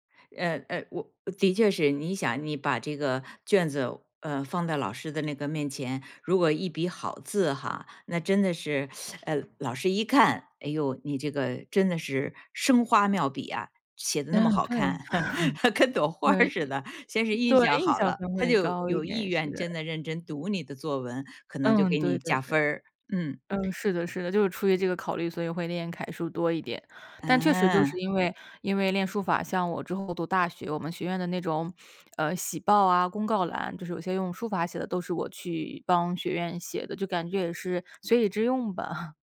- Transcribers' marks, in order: teeth sucking; laugh; laughing while speaking: "跟朵花儿似的"; laugh; laugh
- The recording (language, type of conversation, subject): Chinese, podcast, 你是怎么开始这个爱好的啊？